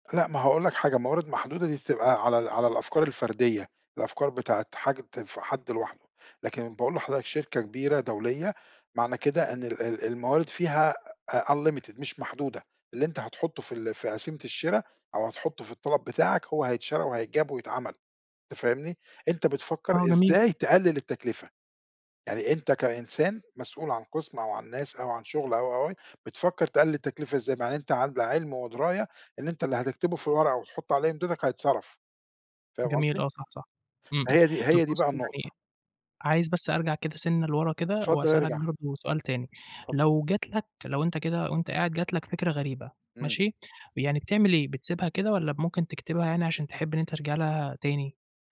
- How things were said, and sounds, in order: in English: "unlimited"
- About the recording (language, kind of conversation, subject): Arabic, podcast, إزاي بتحوّل فكرة بسيطة لحاجة تقدر تنفّذها على أرض الواقع؟